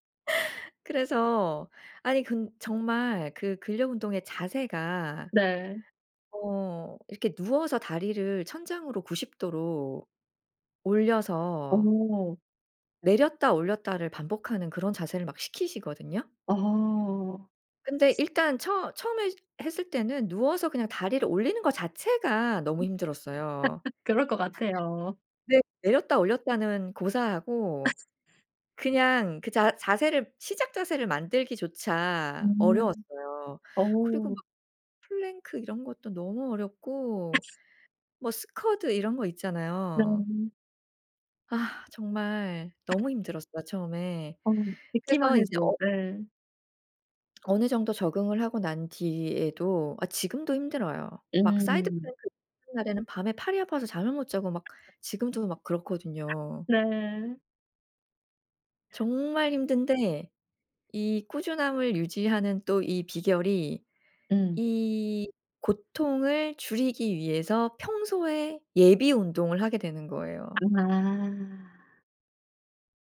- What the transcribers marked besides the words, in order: other background noise; laugh; sneeze; sneeze; tapping; background speech
- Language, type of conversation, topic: Korean, podcast, 꾸준함을 유지하는 비결이 있나요?